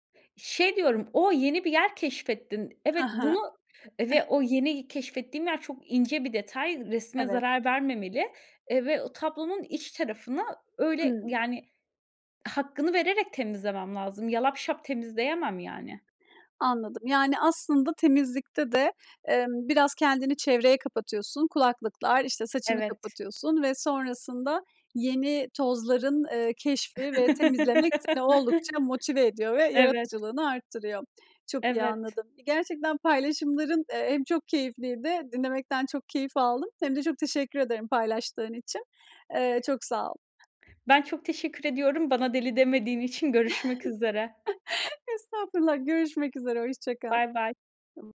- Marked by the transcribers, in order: other background noise; giggle; tapping; laugh; chuckle; unintelligible speech
- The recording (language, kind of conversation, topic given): Turkish, podcast, Çalışma ortamı yaratıcılığınızı nasıl etkiliyor?